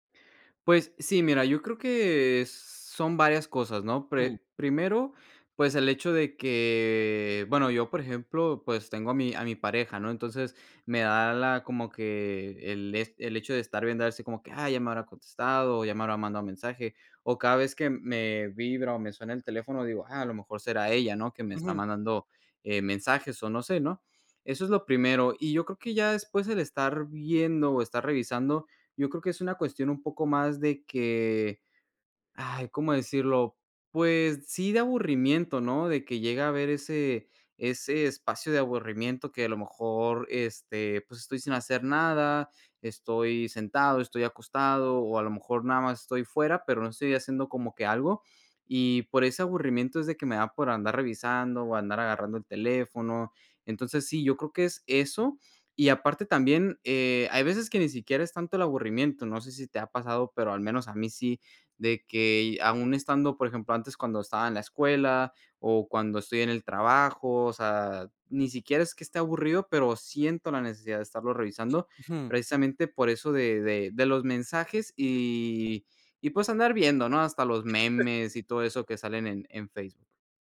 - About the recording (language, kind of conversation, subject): Spanish, podcast, ¿Te pasa que miras el celular sin darte cuenta?
- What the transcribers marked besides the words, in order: unintelligible speech; drawn out: "que"; chuckle